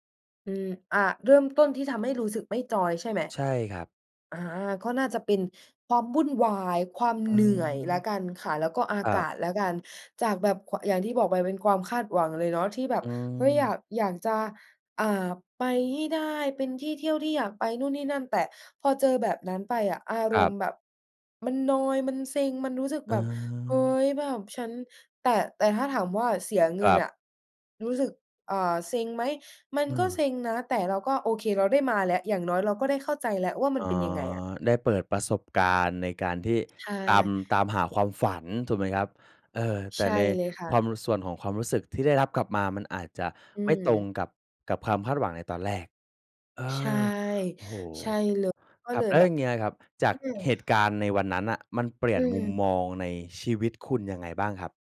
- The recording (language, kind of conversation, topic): Thai, podcast, เคยมีวันเดียวที่เปลี่ยนเส้นทางชีวิตคุณไหม?
- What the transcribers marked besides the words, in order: stressed: "เหนื่อย"